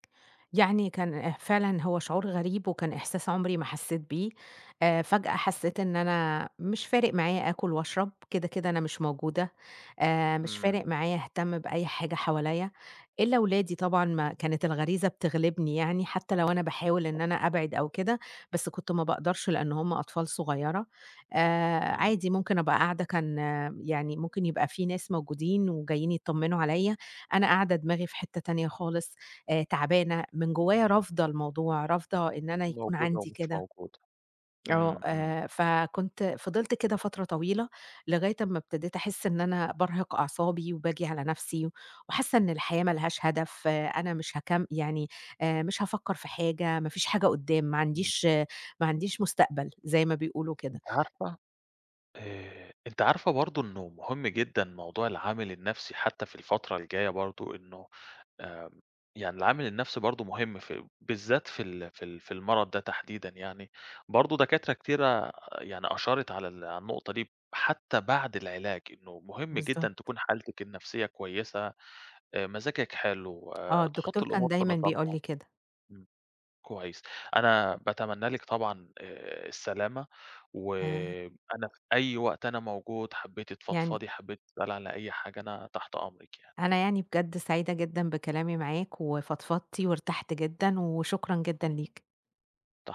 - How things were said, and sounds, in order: tapping
- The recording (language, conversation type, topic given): Arabic, advice, إزاي بتتعامل مع المرض اللي بقاله معاك فترة ومع إحساسك إنك تايه ومش عارف هدفك في الحياة؟